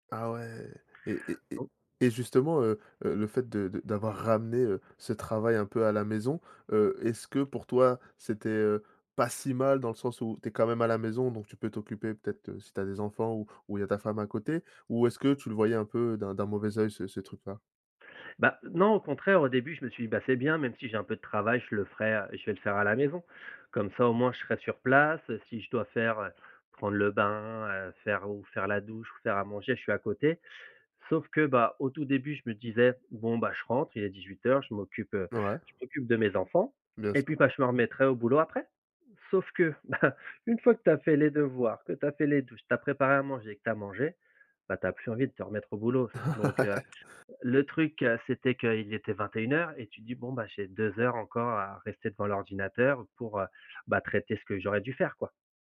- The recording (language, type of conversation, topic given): French, podcast, Comment équilibrez-vous travail et vie personnelle quand vous télétravaillez à la maison ?
- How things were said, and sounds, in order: stressed: "ramené"; stressed: "pas"; other background noise; tapping; laughing while speaking: "bah"; laugh